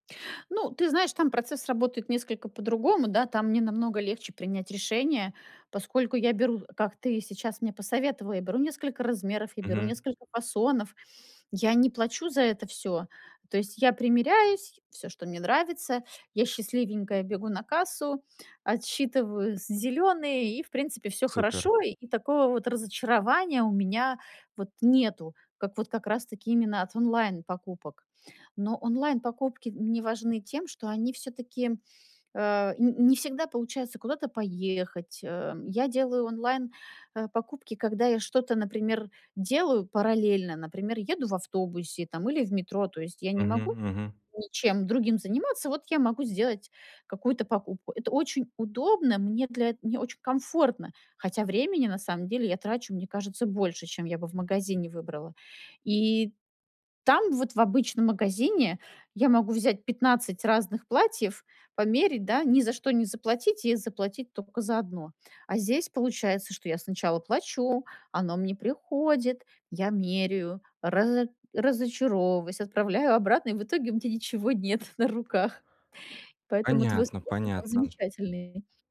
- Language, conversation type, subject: Russian, advice, Как выбрать правильный размер и проверить качество одежды при покупке онлайн?
- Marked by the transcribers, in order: grunt; laughing while speaking: "ничего нет на руках"